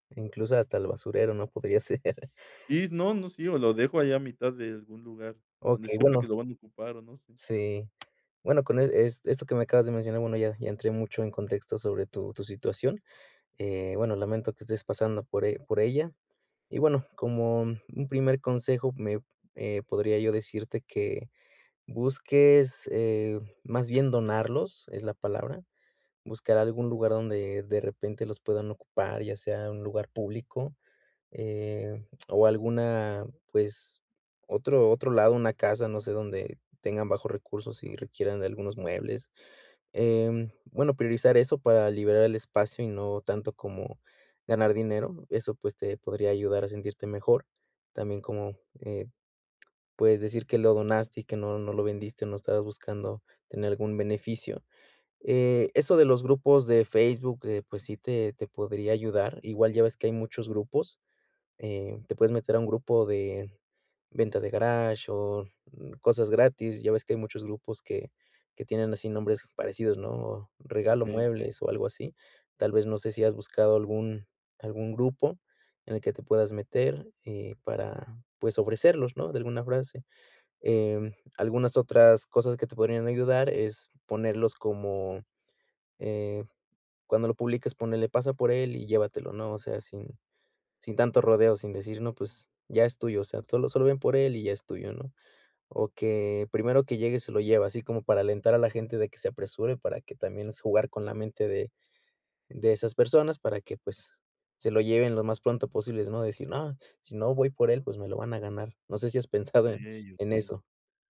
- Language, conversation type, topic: Spanish, advice, ¿Cómo puedo descomponer una meta grande en pasos pequeños y alcanzables?
- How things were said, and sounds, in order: laughing while speaking: "ser"; tapping; other noise; "ponle" said as "ponele"